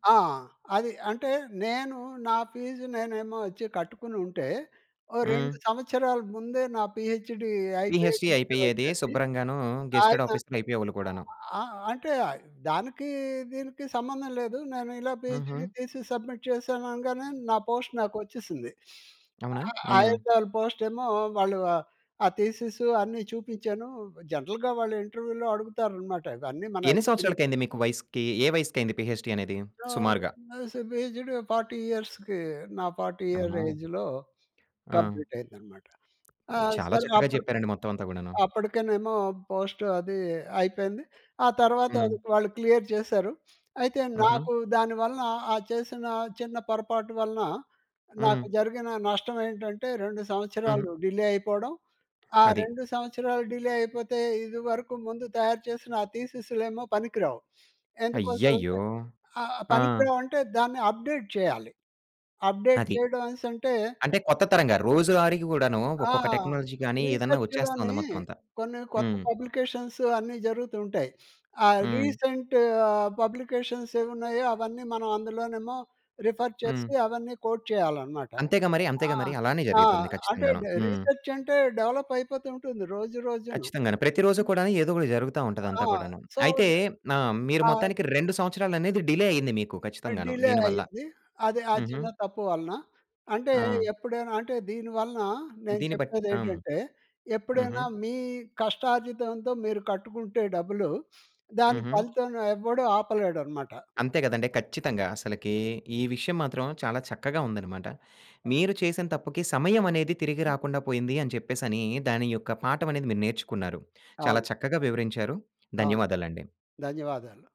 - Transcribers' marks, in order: in English: "పీహెచ్‌డీ"; in English: "డిగ్రీ"; in English: "పీహెచ్‌డీ"; in English: "గేజ్టెడ్ ఆఫీసర్"; in English: "పీహెచ్‌డీ"; in English: "సబ్మిట్"; in English: "పోస్ట్"; sniff; in English: "థీసిస్"; in English: "జనరల్‌గా"; in English: "ఇంటర్వ్యూలో"; in English: "ఎక్స్‌పిరి"; in English: "పీహెచ్‌డీ"; unintelligible speech; in English: "పీహెచ్‌డీ ఫార్టీ ఇయర్స్‌కి"; in English: "ఫార్టీ ఇయర్ ఏజ్‌లో కంప్లీట్"; in English: "పోస్ట్"; in English: "క్లియర్"; sniff; in English: "డిలే"; in English: "డిలే"; sniff; in English: "అప్డేట్"; in English: "అప్డేట్"; in English: "టెక్నాలజీగాని"; in English: "రిసర్చ్‌లోని"; in English: "పబ్లికేషన్‌స్"; sniff; in English: "రీసెంట్ పబ్లికేషన్‌స్"; in English: "రిఫర్"; in English: "కోడ్"; "జరుగుతుంది" said as "జరిగుతుంది"; in English: "డెవలప్"; in English: "సో"; in English: "డిలే"; in English: "డిలే"; sniff; stressed: "ఖచ్చితంగా"
- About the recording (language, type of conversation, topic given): Telugu, podcast, మీరు చేసిన తప్పుల నుంచి మీరు నేర్చుకున్న అత్యంత ముఖ్యమైన పాఠం ఏమిటి?